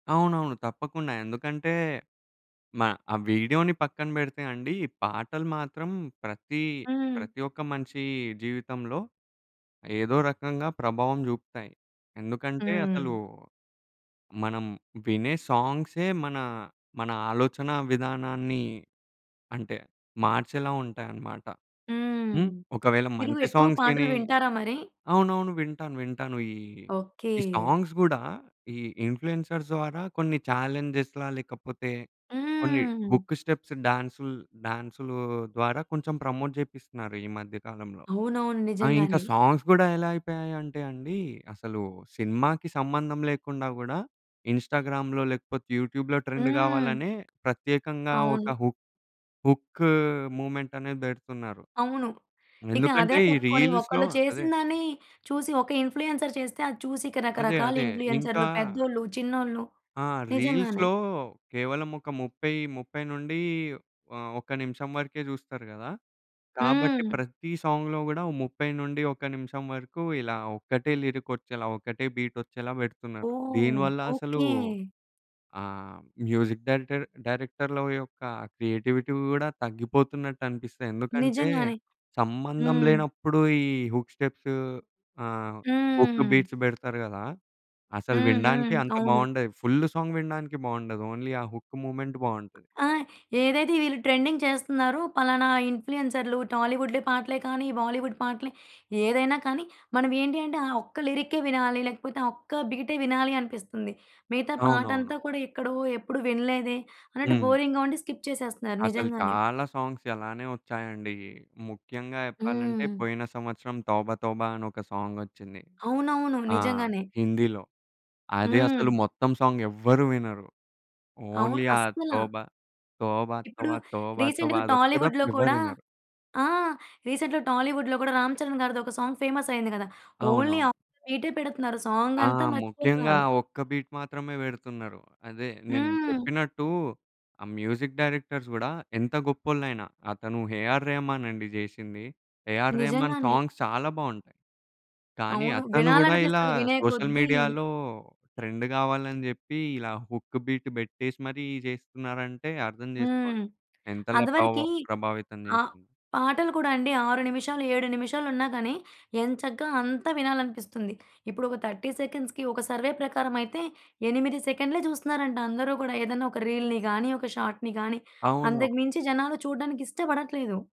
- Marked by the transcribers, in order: in English: "సాంగ్స్"; tapping; in English: "సాంగ్స్"; in English: "ఇన్‌ఫ్లూ‌ఎన్‌సర్స్"; in English: "చాలెంజేస్"; in English: "హుక్ స్టెప్స్"; in English: "ప్రమోట్"; in English: "సాంగ్స్"; in English: "ఇన్‌స్టా‌గ్రామ్‌లో"; in English: "యూట్యూ‌బ్‌లో ట్రెండ్"; in English: "హు హుక్ మూవ్‌మెంట్"; in English: "రీల్స్‌లో"; in English: "ఇన్‌ఫ్లూ‌ఎన్సర్"; in English: "రీల్స్‌లో"; in English: "సాంగ్‌లో"; in English: "లిరిక్"; in English: "బీట్"; in English: "మ్యూజిక్"; in English: "క్రియేటివిటీ"; in English: "హుక్ స్టెప్స్"; in English: "హుక్ బీట్స్"; in English: "ఫుల్ సాంగ్"; in English: "ఓన్లీ"; in English: "హుక్ మూవ్‌మెంట్"; in English: "ట్రెండింగ్"; in English: "టాలీవుడ్‌లో"; in English: "బాలీవుడ్"; in English: "బోరింగ్‌గా"; in English: "స్కిప్"; in English: "సాంగ్స్"; in English: "సాంగ్"; in English: "ఓన్లీ"; in English: "రీసెంట్‌గా టాలీవుడ్‌లో"; in English: "రీసెంట్‌గా టాలీవుడ్‌లో"; in English: "సాంగ్ ఫేమస్"; in English: "ఓన్లీ"; in English: "సాంగ్"; in English: "బీట్"; in English: "మ్యూజిక్ డైరెక్టర్స్"; in English: "సాంగ్స్"; in English: "సోషల్ మీడియాలో ట్రెండ్"; in English: "హుక్ బీట్"; in English: "థర్టీ సెకండ్స్‌కి"; in English: "సర్వే"; in English: "రీల్‌ని"; in English: "షాట్‌ని"
- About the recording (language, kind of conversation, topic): Telugu, podcast, ఇన్‌ఫ్లుయెన్సర్‌లు టాలీవుడ్‑బాలీవుడ్ సంస్కృతిపై ఎలా ప్రభావం చూపించారు?